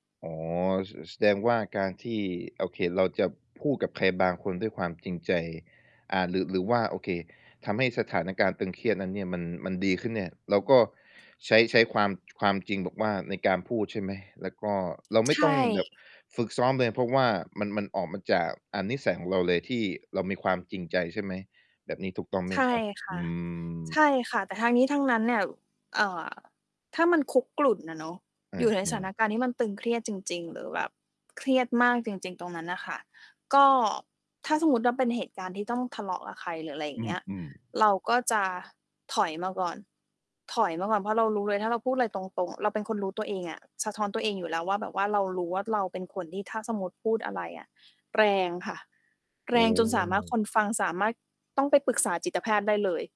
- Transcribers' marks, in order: mechanical hum
- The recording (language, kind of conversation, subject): Thai, podcast, ช่วยเล่าเทคนิคตั้งสติให้สงบเมื่ออยู่ในสถานการณ์ตึงเครียดหน่อยได้ไหม?